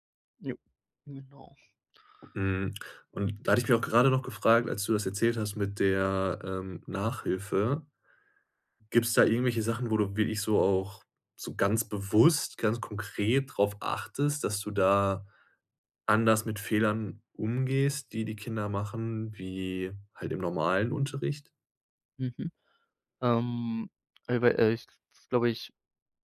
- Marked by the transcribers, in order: other background noise
- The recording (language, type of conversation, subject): German, podcast, Was könnte die Schule im Umgang mit Fehlern besser machen?